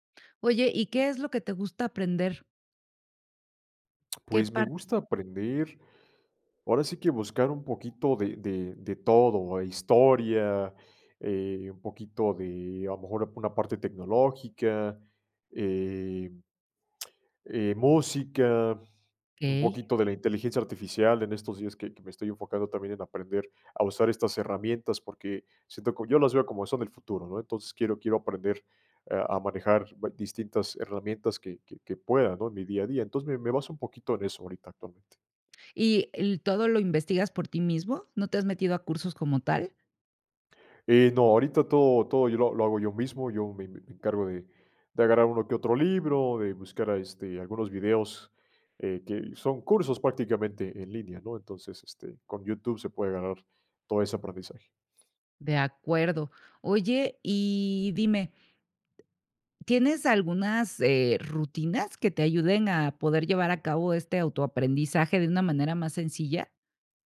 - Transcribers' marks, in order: tapping; other background noise
- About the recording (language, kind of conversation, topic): Spanish, podcast, ¿Cómo combinas el trabajo, la familia y el aprendizaje personal?